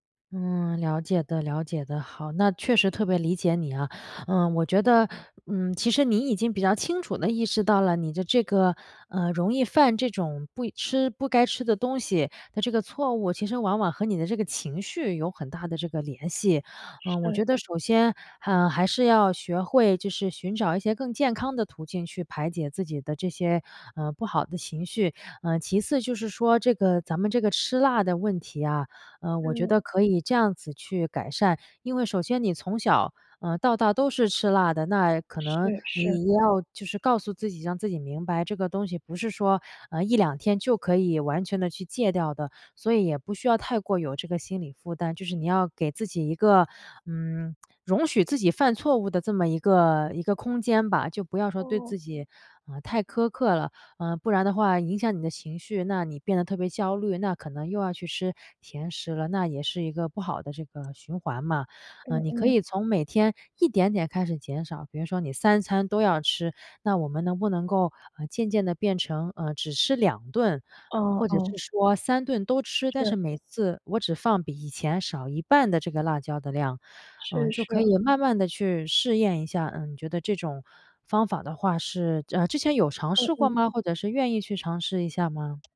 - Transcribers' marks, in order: none
- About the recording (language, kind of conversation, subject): Chinese, advice, 吃完饭后我常常感到内疚和自责，该怎么走出来？